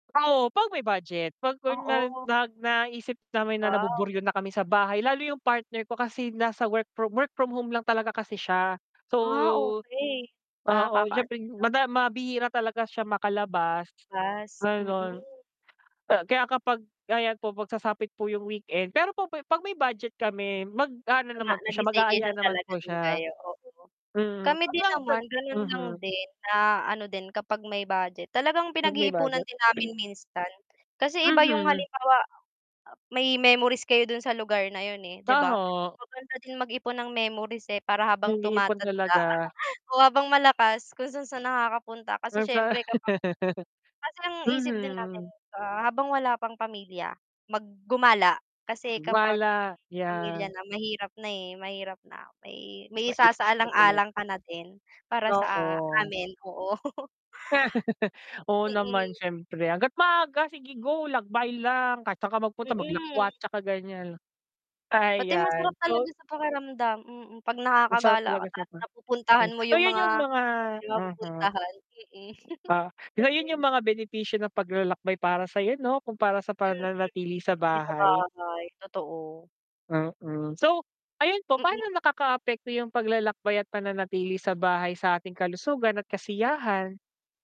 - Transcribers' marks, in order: static; distorted speech; unintelligible speech; tapping; chuckle; chuckle; unintelligible speech; chuckle; chuckle
- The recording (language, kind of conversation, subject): Filipino, unstructured, Alin ang mas masaya: maglakbay o manatili sa bahay?